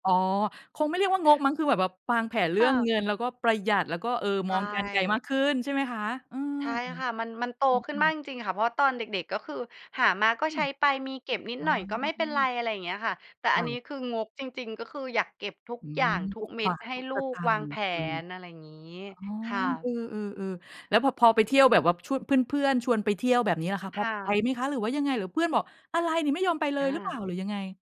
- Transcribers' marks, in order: none
- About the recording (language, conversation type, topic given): Thai, podcast, ช่วงไหนในชีวิตที่คุณรู้สึกว่าตัวเองเติบโตขึ้นมากที่สุด และเพราะอะไร?